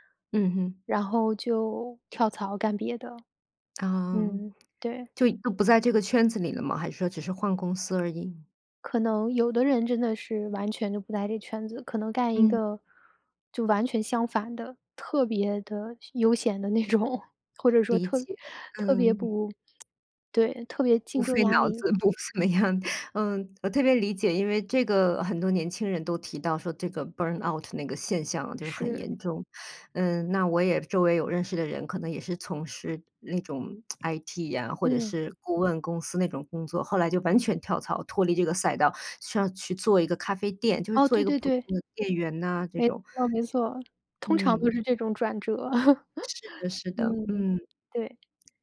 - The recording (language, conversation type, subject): Chinese, podcast, 在工作中如何识别过劳的早期迹象？
- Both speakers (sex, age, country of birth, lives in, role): female, 35-39, China, United States, guest; female, 45-49, China, United States, host
- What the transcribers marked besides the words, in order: other background noise; tapping; laughing while speaking: "那种"; lip smack; laughing while speaking: "不怎么样"; in English: "burn out"; lip smack; laugh